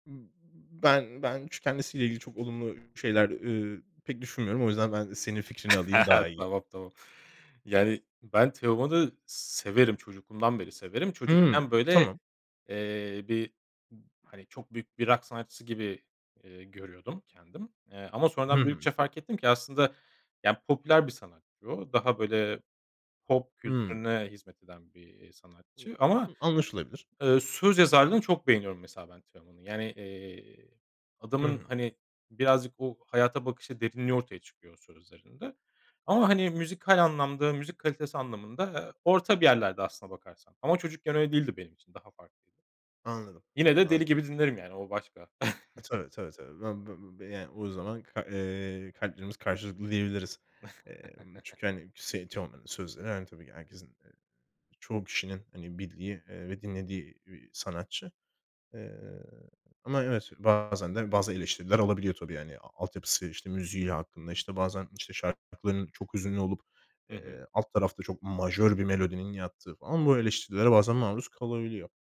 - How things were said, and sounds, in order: tapping; chuckle; unintelligible speech; chuckle; chuckle
- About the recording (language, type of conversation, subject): Turkish, podcast, Müzik dinlerken ruh halin nasıl değişir?